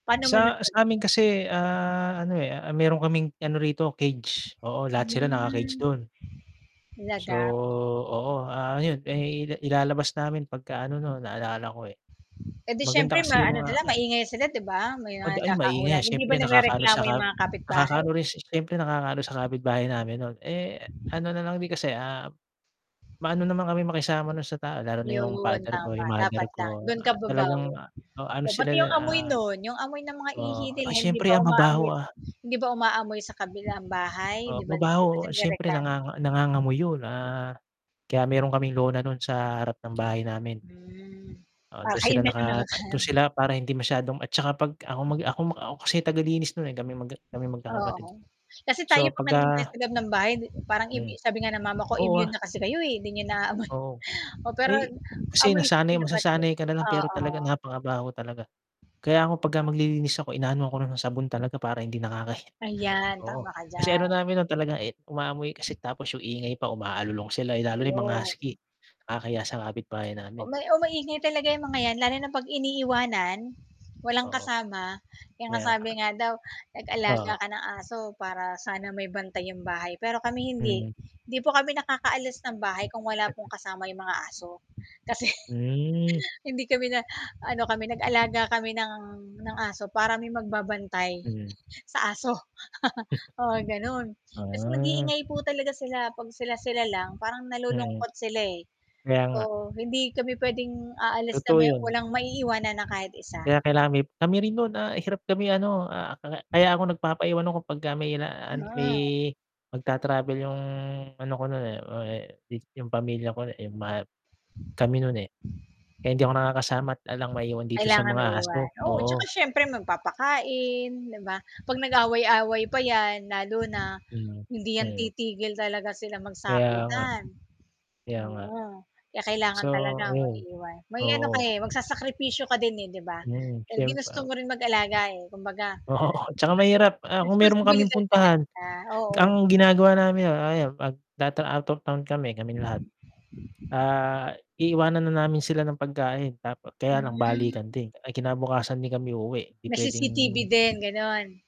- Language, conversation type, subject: Filipino, unstructured, Ano ang mga panganib kapag hindi binabantayan ang mga aso sa kapitbahayan?
- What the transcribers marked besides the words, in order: static; distorted speech; mechanical hum; other background noise; chuckle; chuckle; chuckle; laughing while speaking: "Oo"